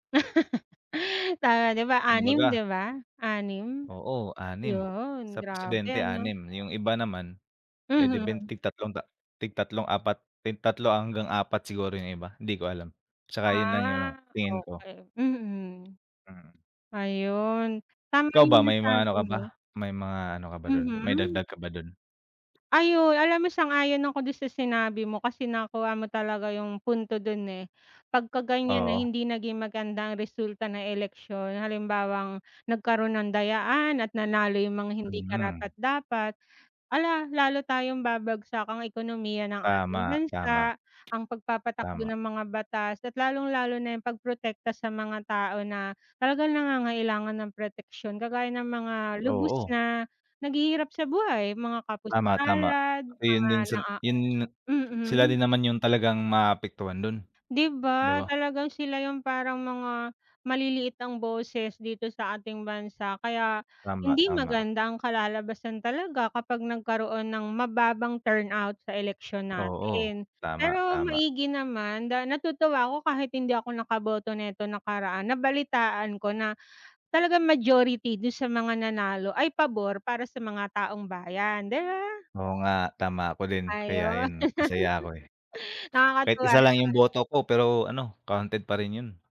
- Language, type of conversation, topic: Filipino, unstructured, Paano mo ipaliliwanag ang kahalagahan ng pagboto sa bansa?
- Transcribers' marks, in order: laugh; laughing while speaking: "Ayun"; laugh